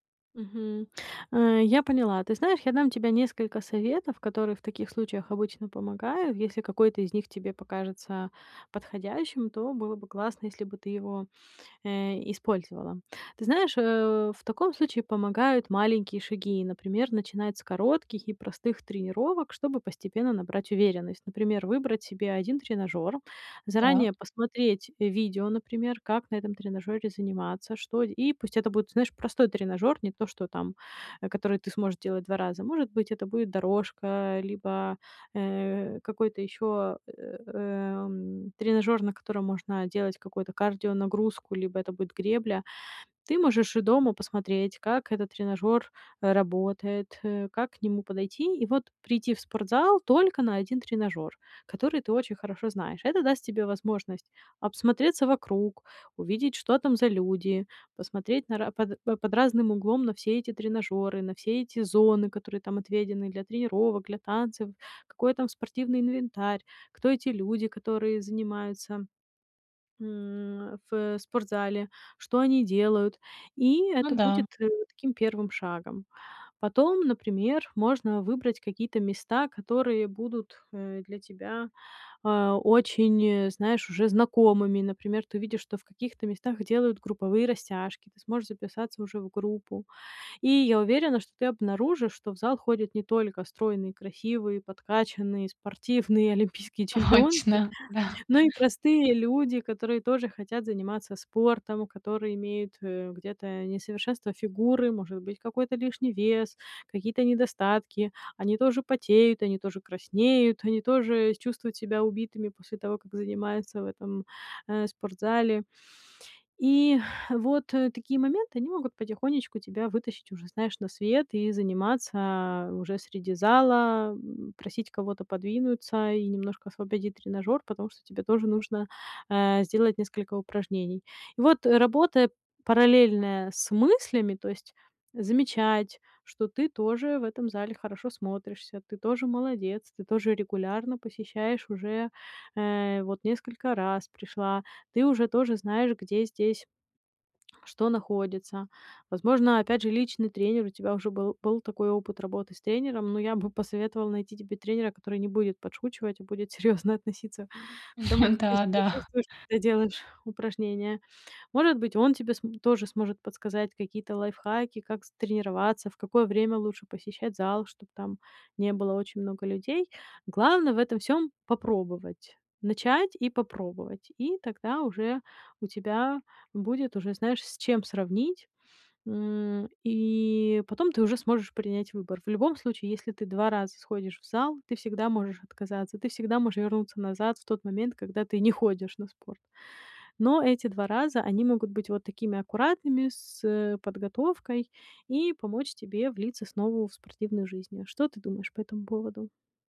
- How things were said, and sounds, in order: laughing while speaking: "Точно, да"; tapping; chuckle; laughing while speaking: "Да, да"
- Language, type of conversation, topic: Russian, advice, Как мне начать заниматься спортом, не боясь осуждения окружающих?